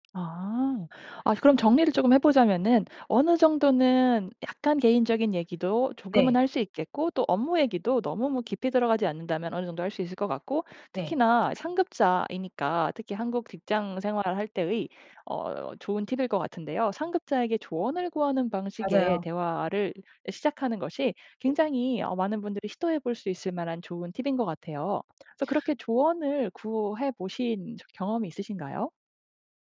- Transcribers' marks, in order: tapping
- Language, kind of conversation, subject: Korean, podcast, 어색한 분위기가 생겼을 때 보통 어떻게 풀어나가시나요?